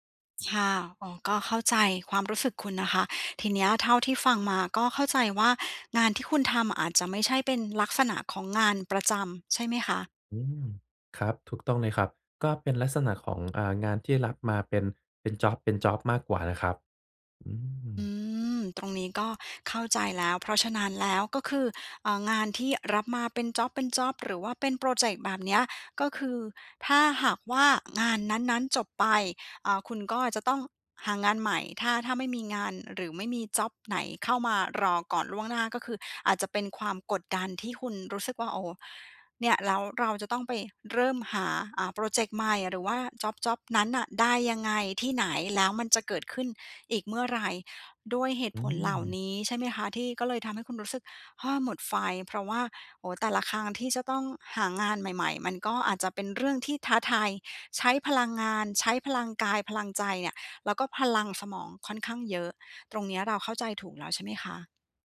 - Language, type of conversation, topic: Thai, advice, ทำอย่างไรจึงจะรักษาแรงจูงใจและไม่หมดไฟในระยะยาว?
- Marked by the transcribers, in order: none